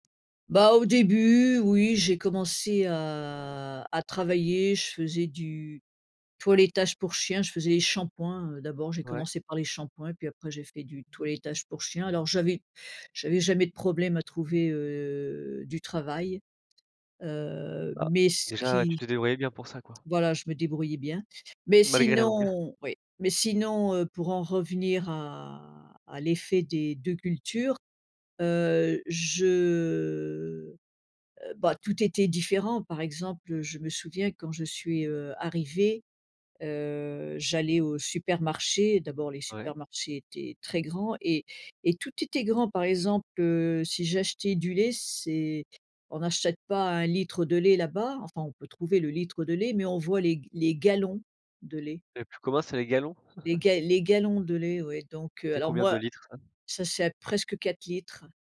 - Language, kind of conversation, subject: French, podcast, Qu’est-ce qui te fait parfois te sentir entre deux cultures ?
- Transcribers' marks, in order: drawn out: "à"; drawn out: "heu"; drawn out: "je"; stressed: "gallons"; chuckle